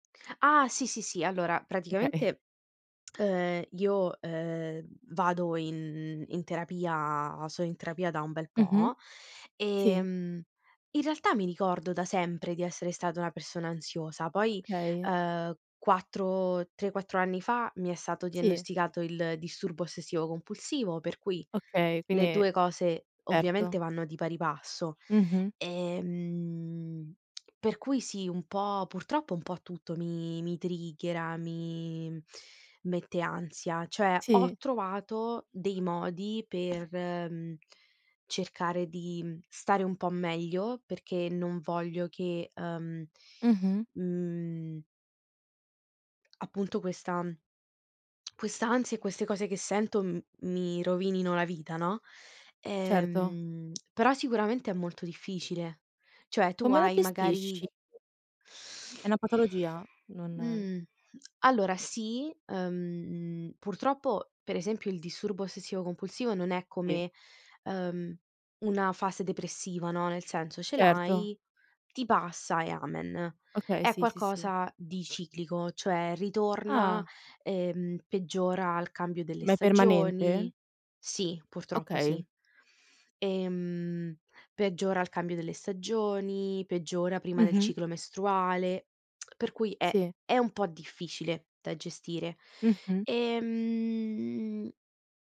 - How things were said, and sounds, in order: tsk; drawn out: "Ehm"; tsk; in English: "triggera"; "Cioè" said as "ceh"; tapping; other background noise; tsk; sigh; tsk; drawn out: "Ehm"
- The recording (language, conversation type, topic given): Italian, unstructured, Come affronti i momenti di ansia o preoccupazione?